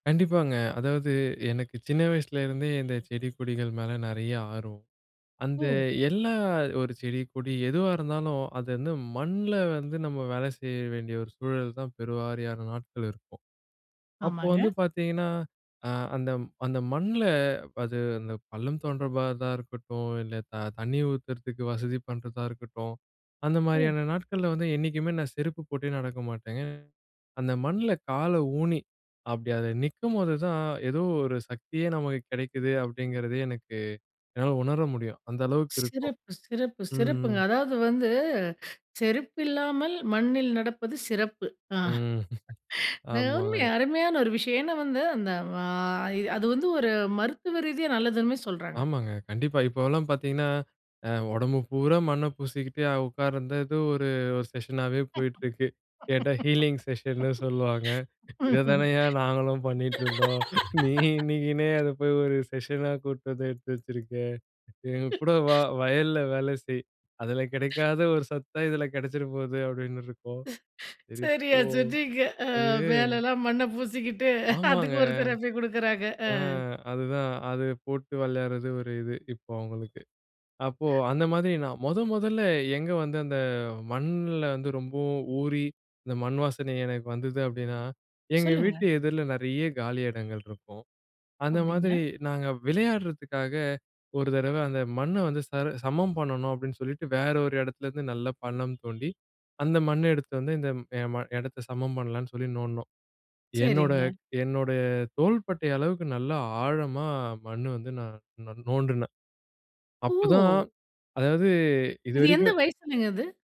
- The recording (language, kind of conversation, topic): Tamil, podcast, மண்ணின் வாசனை உங்களுக்கு எப்போதும் ஒரே மாதிரி நினைவுகளைத் தூண்டுமா?
- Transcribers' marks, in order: other street noise; tapping; other background noise; chuckle; in English: "செக்ஷனாவே"; laugh; in English: "ஹீலிங் செக்ஷன்னு"; laughing while speaking: "இத தானயா நாங்களும் பண்ணிட்டுருந்தோம். நீ … போகுது அப்டின்னு இருக்கும்"; in English: "செக்ஷனா"; laugh; laughing while speaking: "சரியா சொன்னிங்க, அ. மேலல்லாம் மண்ணை பூசிக்கிட்டு அதுக்கு ஒருத்தர போய் குடுக்குறாங்க. அ"